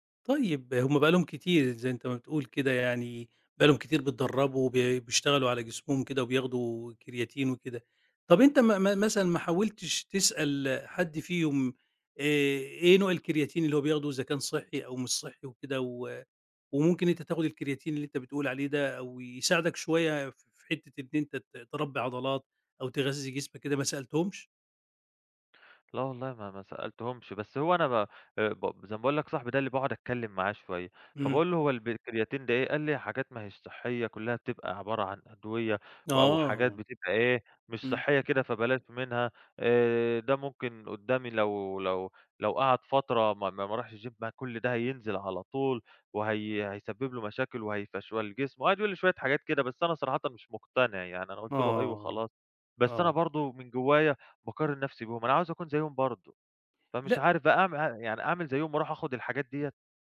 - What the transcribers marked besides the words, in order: in English: "الgym"
- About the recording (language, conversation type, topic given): Arabic, advice, إزاي بتتجنب إنك تقع في فخ مقارنة نفسك بزمايلك في التمرين؟